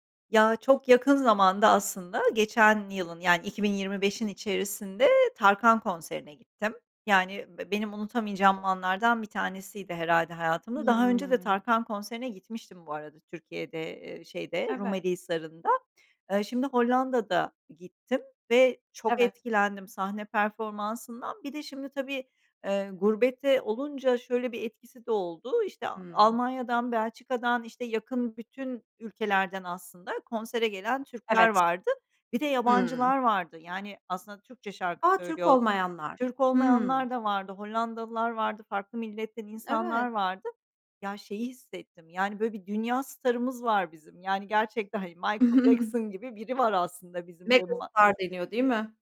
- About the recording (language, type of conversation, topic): Turkish, podcast, Canlı konserler senin için ne ifade eder?
- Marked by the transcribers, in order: other background noise; chuckle; unintelligible speech